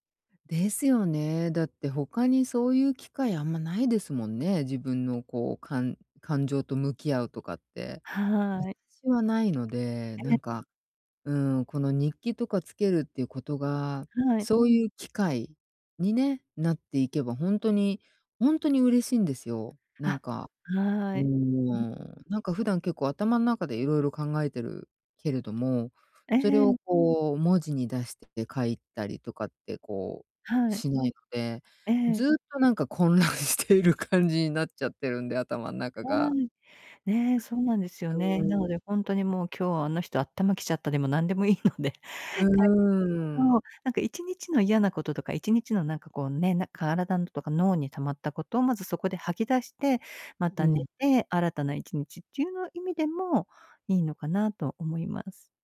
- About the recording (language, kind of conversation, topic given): Japanese, advice, 簡単な行動を習慣として定着させるには、どこから始めればいいですか？
- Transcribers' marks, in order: tapping; laughing while speaking: "混乱している感じになっちゃってるんで"; other noise; laughing while speaking: "いいので"